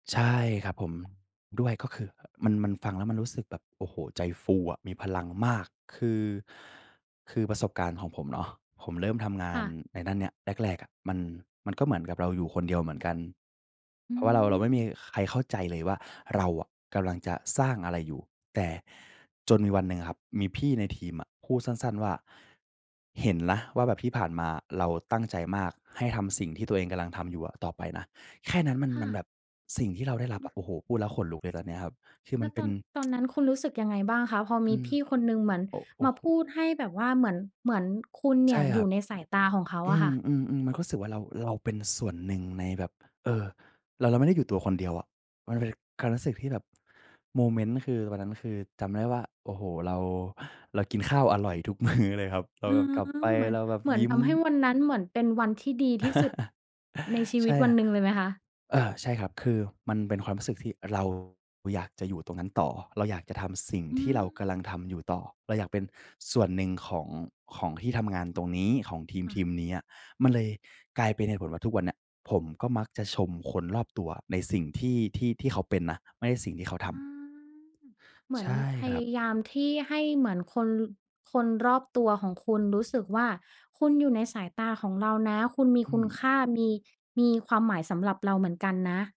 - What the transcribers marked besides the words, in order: stressed: "มาก"; other background noise; tsk; laughing while speaking: "มื้อ"; chuckle; tapping
- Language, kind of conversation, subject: Thai, podcast, เราจะทำอะไรได้บ้างแบบง่ายๆ เพื่อให้คนรู้สึกเป็นส่วนหนึ่ง?